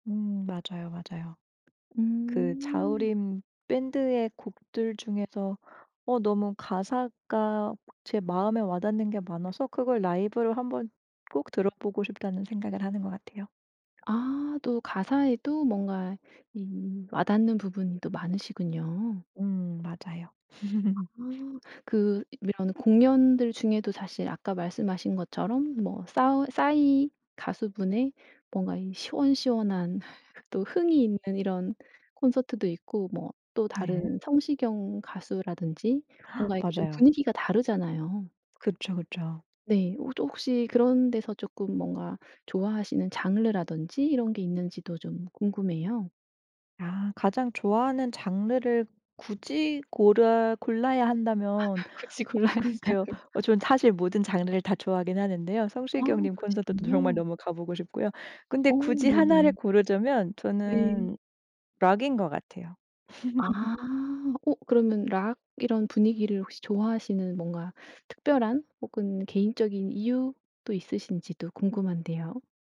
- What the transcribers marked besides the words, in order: other background noise; laugh; laugh; gasp; laugh; laughing while speaking: "굳이 골라야 한다면"; put-on voice: "록인"; laugh
- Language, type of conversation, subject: Korean, podcast, 라이브 공연을 직접 보고 어떤 점이 가장 인상 깊었나요?